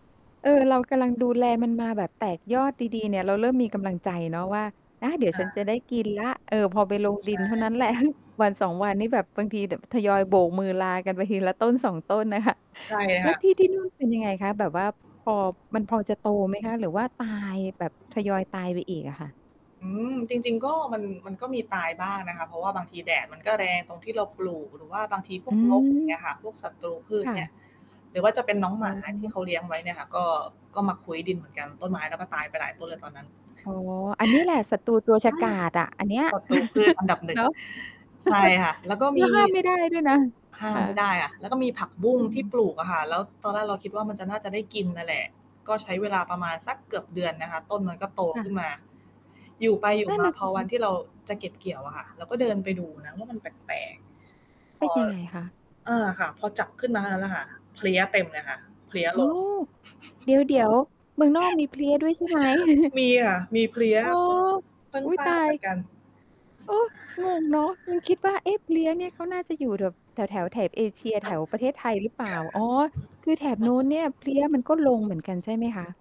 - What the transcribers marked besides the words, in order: static; chuckle; distorted speech; other background noise; chuckle; laugh; surprised: "อ้าว"; chuckle; chuckle; unintelligible speech
- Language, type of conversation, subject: Thai, podcast, ควรเริ่มปลูกผักกินเองอย่างไร?